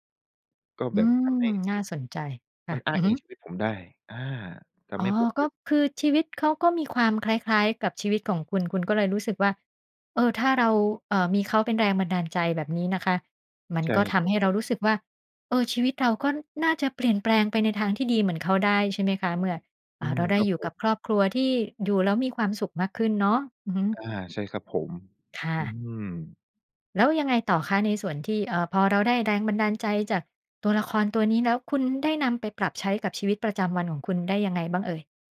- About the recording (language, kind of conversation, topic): Thai, podcast, มีตัวละครตัวไหนที่คุณใช้เป็นแรงบันดาลใจบ้าง เล่าให้ฟังได้ไหม?
- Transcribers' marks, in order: other background noise